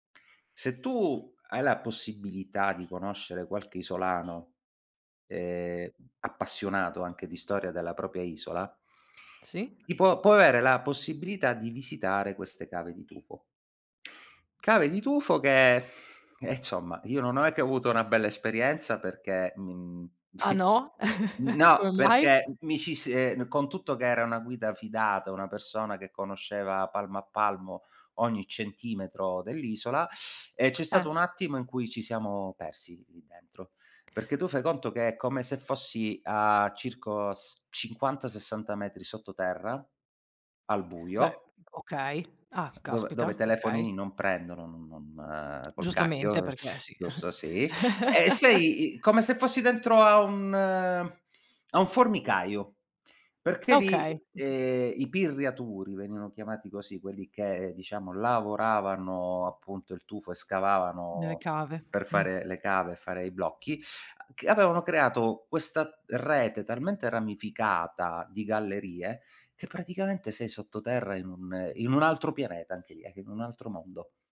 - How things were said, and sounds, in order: other background noise; "propria" said as "propia"; tapping; exhale; scoff; chuckle; teeth sucking; chuckle; laughing while speaking: "ceh"; "Cioè" said as "ceh"
- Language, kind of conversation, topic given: Italian, podcast, Qual è un luogo naturale in cui ti senti davvero bene?
- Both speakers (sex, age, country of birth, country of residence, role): female, 35-39, Italy, Italy, host; male, 40-44, Italy, Italy, guest